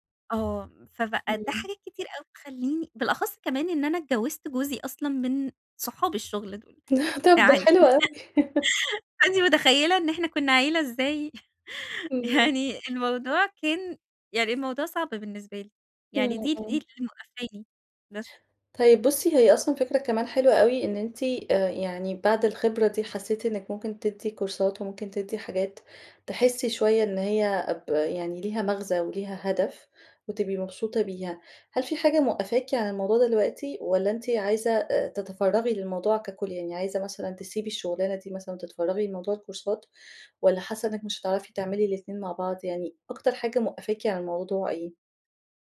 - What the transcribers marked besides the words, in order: other background noise; laughing while speaking: "طب، ده حلو أوي"; laughing while speaking: "يعني"; laugh; chuckle; laughing while speaking: "يعني"; in English: "كورسات"; in English: "الكورسات"
- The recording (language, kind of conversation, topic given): Arabic, advice, شعور إن شغلي مالوش معنى